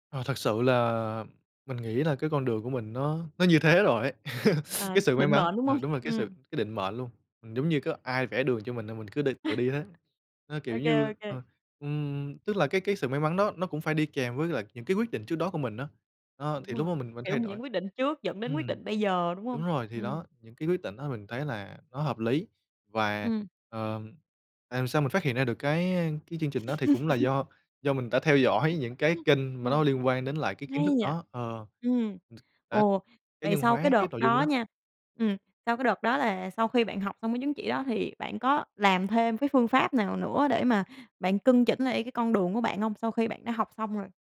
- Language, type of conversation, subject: Vietnamese, podcast, Bạn làm thế nào để biết mình đang đi đúng hướng?
- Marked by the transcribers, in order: laugh; chuckle; tapping; laugh; chuckle